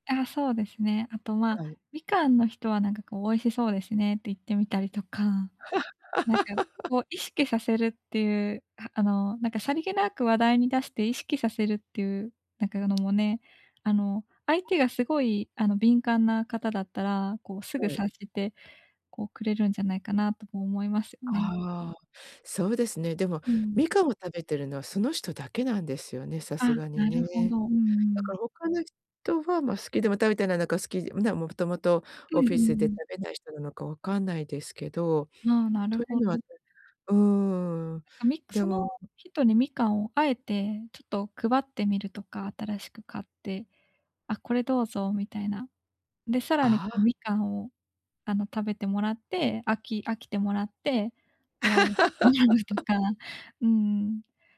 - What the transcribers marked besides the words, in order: laugh; other noise; laugh; unintelligible speech
- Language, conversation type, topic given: Japanese, advice, 個性的な習慣をもっと受け入れられるようになるにはどうしたらいいですか？